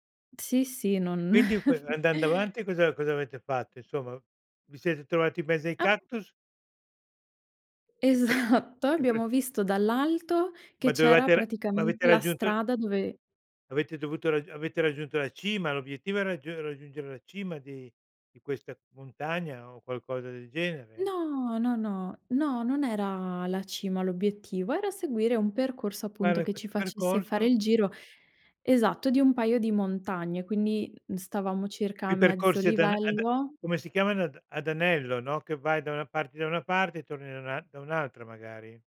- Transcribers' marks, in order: chuckle; tapping; other background noise; laughing while speaking: "Esatto"
- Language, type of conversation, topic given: Italian, podcast, Quale escursione non dimenticherai mai e perché?